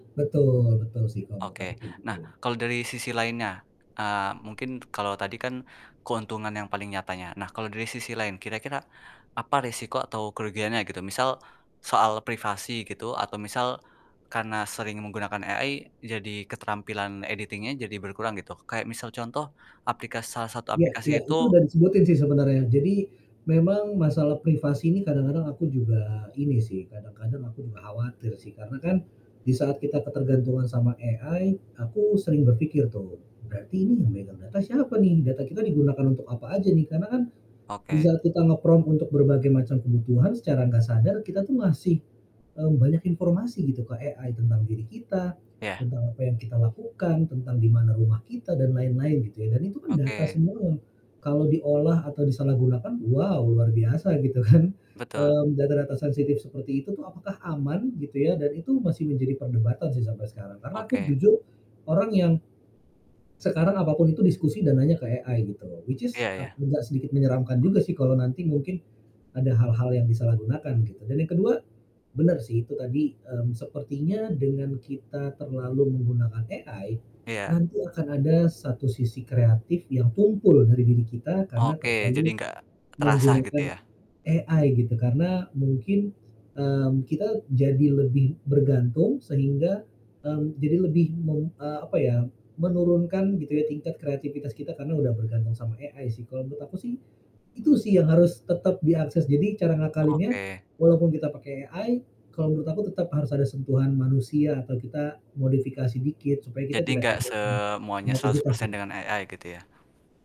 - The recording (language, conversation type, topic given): Indonesian, podcast, Menurut Anda, apa saja keuntungan dan kerugian jika hidup semakin bergantung pada asisten kecerdasan buatan?
- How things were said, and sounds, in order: static; in English: "AI"; in English: "editing-nya"; in English: "AI"; in English: "nge-prompt"; in English: "AI"; tapping; laughing while speaking: "kan"; other background noise; in English: "AI"; in English: "Which is"; in English: "AI"; in English: "AI"; in English: "AI"; in English: "AI"; distorted speech; in English: "AI"